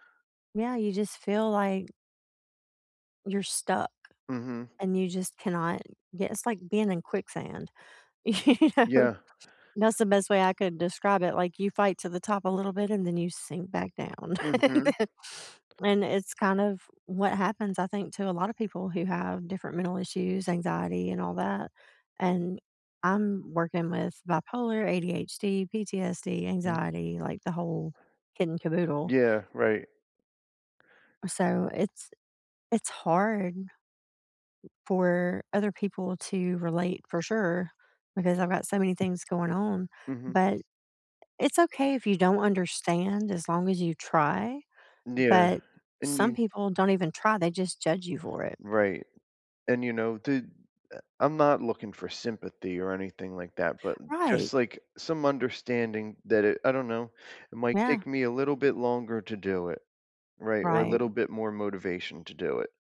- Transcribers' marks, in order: laughing while speaking: "You know?"; other background noise; chuckle; laughing while speaking: "and then"
- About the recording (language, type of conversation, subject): English, unstructured, How can I respond when people judge me for anxiety or depression?
- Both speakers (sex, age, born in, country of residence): female, 50-54, United States, United States; male, 40-44, United States, United States